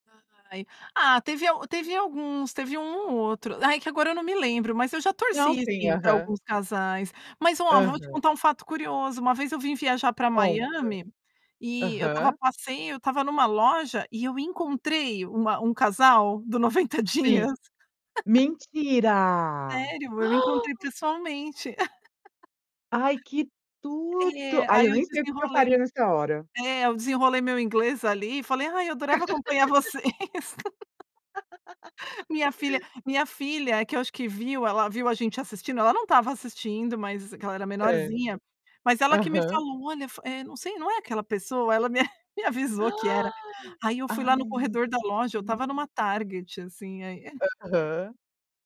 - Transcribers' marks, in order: distorted speech; static; laughing while speaking: "90 dias"; other background noise; laugh; gasp; laugh; laugh; laughing while speaking: "vocês"; laugh; laughing while speaking: "me"; gasp
- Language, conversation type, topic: Portuguese, podcast, Por que os reality shows prendem tanta gente?